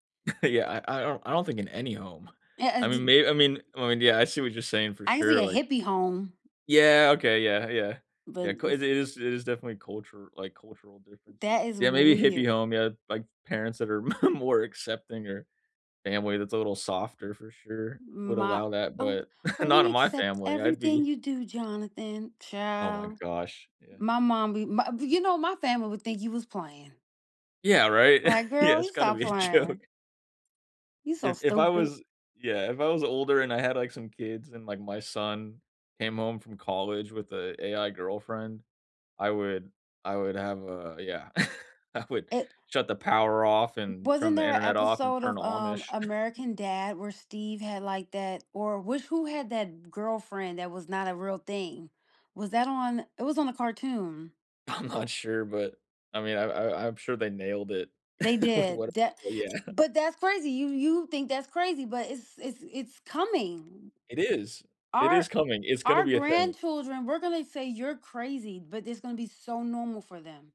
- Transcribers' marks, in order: chuckle; stressed: "any"; tapping; background speech; laughing while speaking: "more"; chuckle; chuckle; laughing while speaking: "Yeah, it's gotta be a joke"; chuckle; chuckle; laughing while speaking: "I'm not sure"; chuckle; laughing while speaking: "with what"; chuckle
- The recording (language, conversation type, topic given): English, unstructured, What new technology has made your life easier recently?
- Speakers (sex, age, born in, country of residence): female, 35-39, United States, United States; male, 25-29, United States, United States